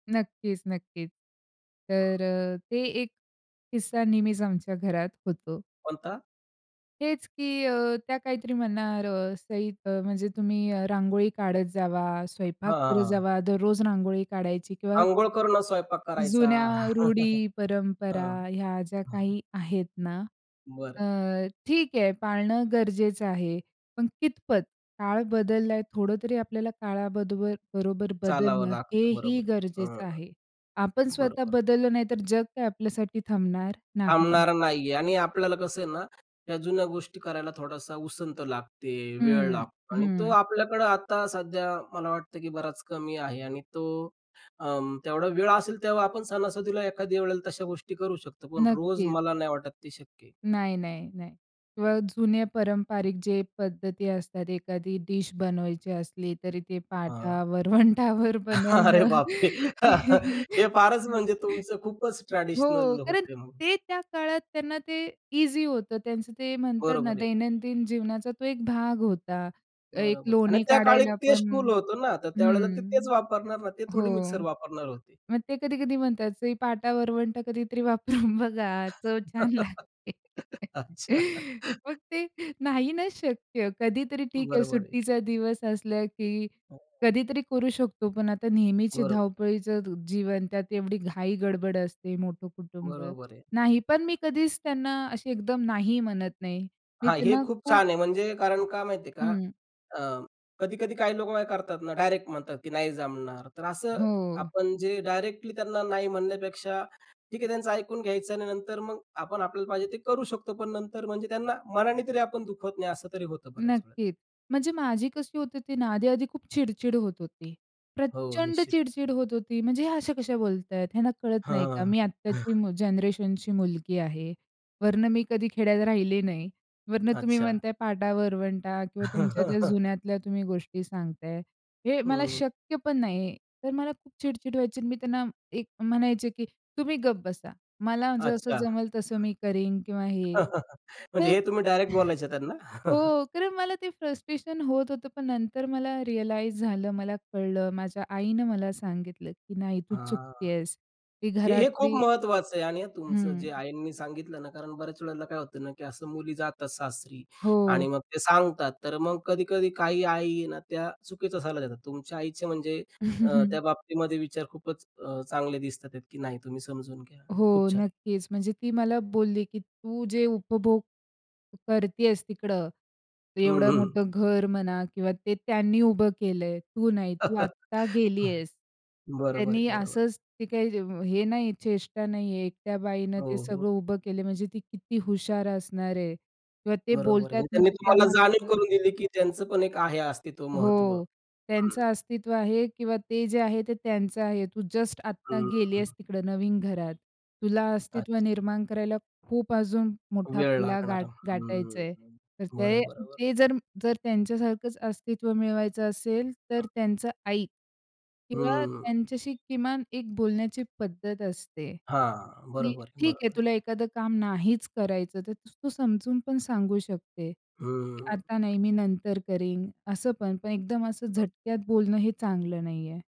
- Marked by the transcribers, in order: other noise; laugh; laughing while speaking: "पाटा-वरवंटावर बनवणं"; laughing while speaking: "अरे बापरे! हे फारच म्हणजे तुमचं"; laugh; tapping; laughing while speaking: "पाटा-वरवंटा कधीतरी वापरून बघा, चव छान लागते. मग ते नाही नाच शक्य"; laugh; laughing while speaking: "अच्छा"; giggle; laugh; laugh; laughing while speaking: "म्हणजे हे तुम्ही डायरेक्ट बोलायचं त्यांना"; in English: "फ्रस्ट्रेशन"; in English: "रिअलाईज"; drawn out: "हां"; chuckle; laugh; unintelligible speech
- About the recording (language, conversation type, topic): Marathi, podcast, वृद्धांना सन्मान देण्याची तुमची घरगुती पद्धत काय आहे?